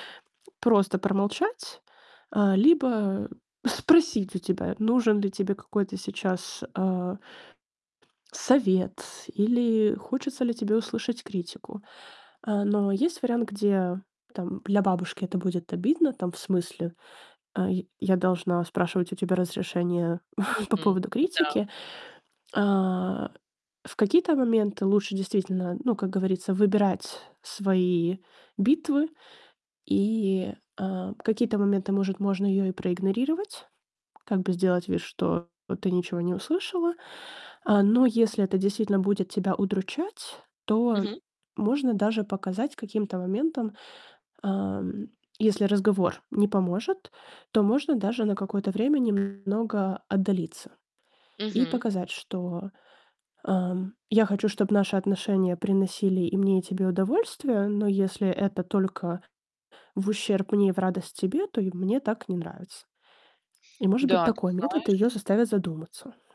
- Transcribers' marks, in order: chuckle; other background noise; distorted speech
- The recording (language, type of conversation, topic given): Russian, advice, Как устанавливать границы, когда критика задевает, и когда лучше отступить?